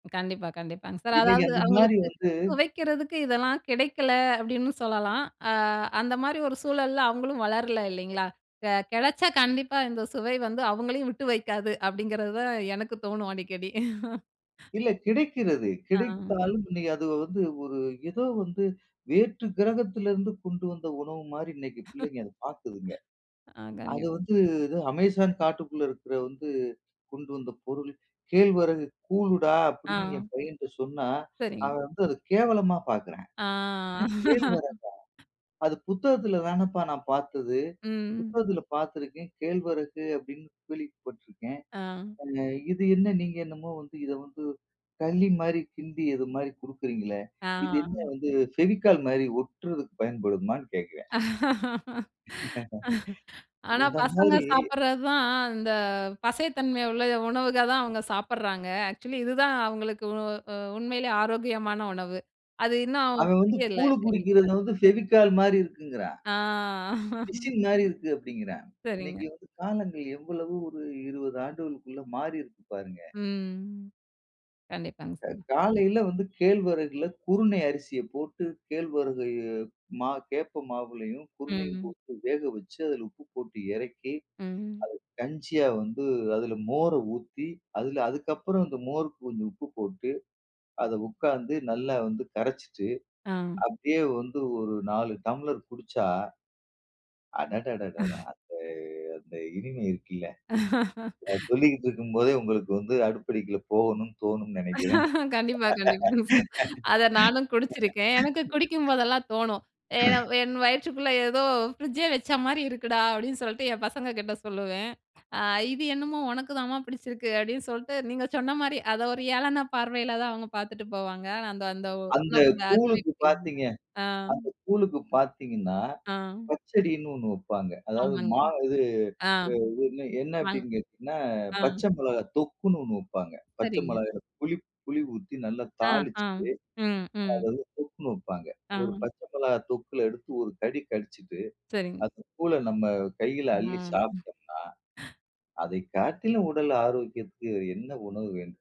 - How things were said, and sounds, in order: laugh; laugh; drawn out: "ஆ"; laugh; laugh; laughing while speaking: "பசங்க சாப்புடுறதான், இந்த பசைத்தன்மை உள்ள உணவுகதான் அவங்க சாப்புடுறாங்க"; laugh; in English: "ஆக்சுவலி"; unintelligible speech; drawn out: "ஆ"; laugh; chuckle; laugh; laughing while speaking: "கண்டிப்பா, கண்டிப்பா அத நானும் குடிச்சுருக்கேன் … அருமை புரியல. அ"; laugh; grunt
- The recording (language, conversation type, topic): Tamil, podcast, மனதுக்கு ஆறுதல் தரும் உங்கள் இஷ்டமான உணவு என்ன?